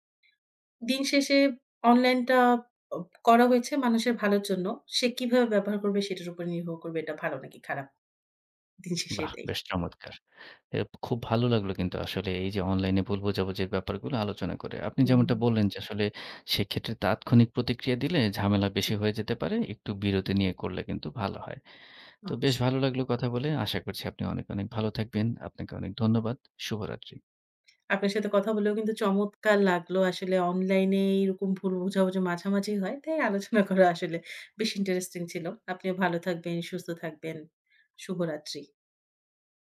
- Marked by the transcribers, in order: tapping; other background noise; laughing while speaking: "আলোচনা করা আসলে"
- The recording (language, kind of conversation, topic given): Bengali, podcast, অনলাইনে ভুল বোঝাবুঝি হলে তুমি কী করো?